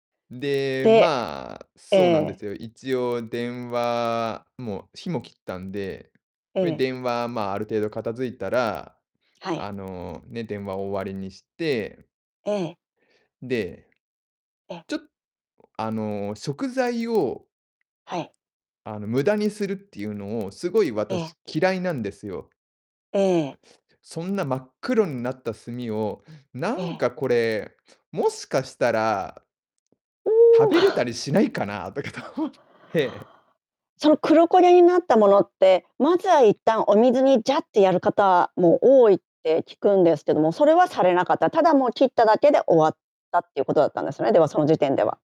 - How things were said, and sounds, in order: mechanical hum; chuckle; laughing while speaking: "とかと思って"; other background noise
- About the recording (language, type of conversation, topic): Japanese, podcast, 料理でやらかしてしまった面白い失敗談はありますか？
- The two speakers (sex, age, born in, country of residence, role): female, 50-54, Japan, Japan, host; male, 40-44, Japan, Japan, guest